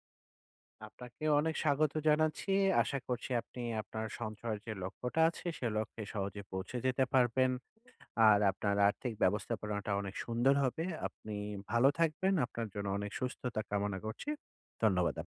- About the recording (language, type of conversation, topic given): Bengali, advice, আমি কীভাবে আয় বাড়লেও দীর্ঘমেয়াদে সঞ্চয় বজায় রাখতে পারি?
- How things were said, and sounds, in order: none